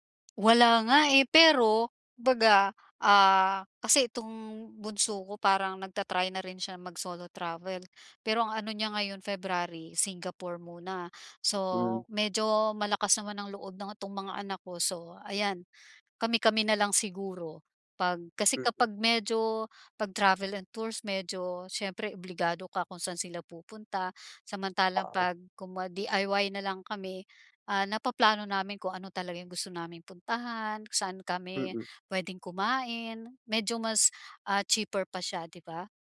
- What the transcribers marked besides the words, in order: inhale; inhale; "kumwari" said as "kunwa"
- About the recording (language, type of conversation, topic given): Filipino, advice, Paano ako mas mag-eenjoy sa bakasyon kahit limitado ang badyet ko?